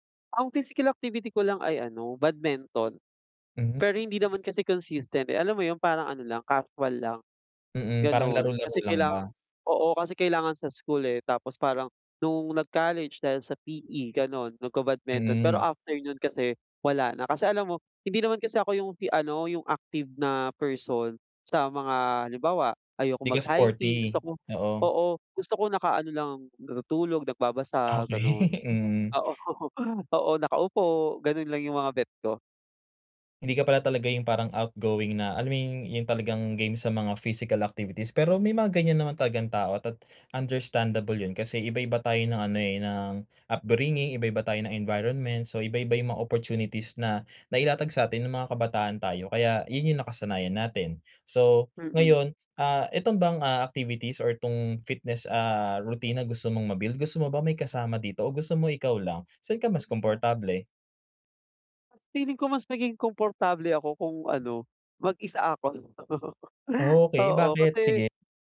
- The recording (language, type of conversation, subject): Filipino, advice, Paano ako makakabuo ng maliit at tuloy-tuloy na rutin sa pag-eehersisyo?
- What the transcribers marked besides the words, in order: "badminton" said as "badmenton"; tapping; other background noise; "nagka-badminton" said as "badmenton"; chuckle; laugh